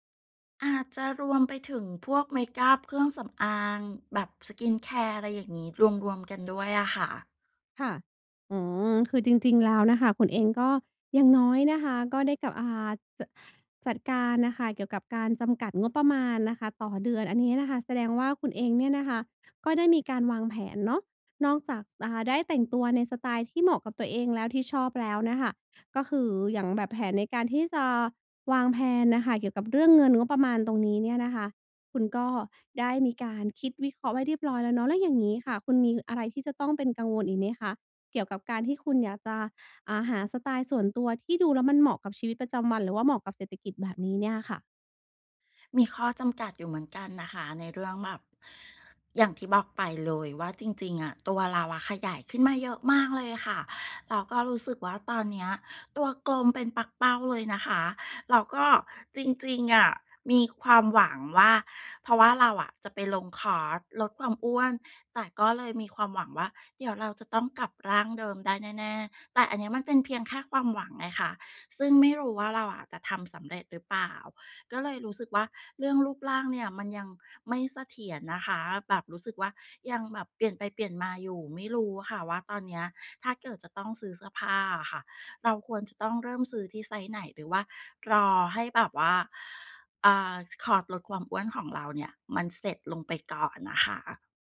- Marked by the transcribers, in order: in English: "skincare"
- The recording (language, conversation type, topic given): Thai, advice, จะเริ่มหาสไตล์ส่วนตัวที่เหมาะกับชีวิตประจำวันและงบประมาณของคุณได้อย่างไร?